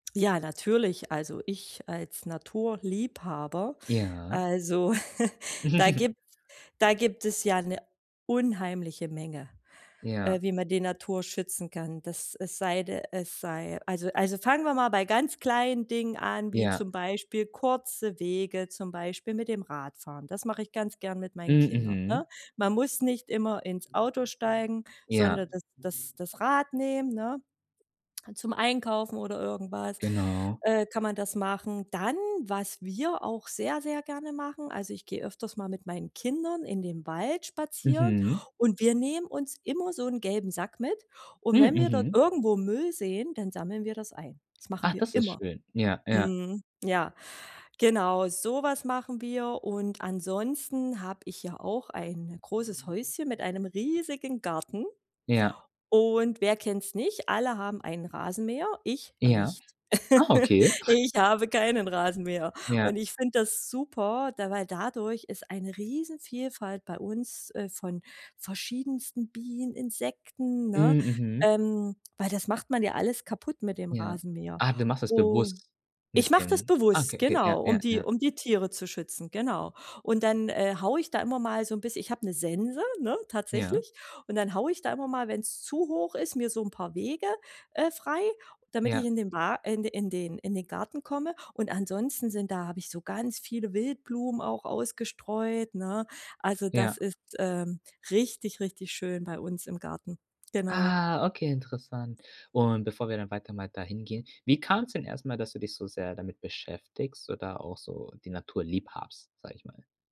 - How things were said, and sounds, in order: chuckle; stressed: "unheimliche"; giggle; other background noise; anticipating: "Dann"; surprised: "Hm"; stressed: "immer"; giggle; joyful: "Ah"; stressed: "bewusst"; surprised: "Ah"; "lieb hast" said as "lieb habst"
- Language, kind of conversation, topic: German, podcast, Wie kann jede*r im Alltag die Natur besser schützen?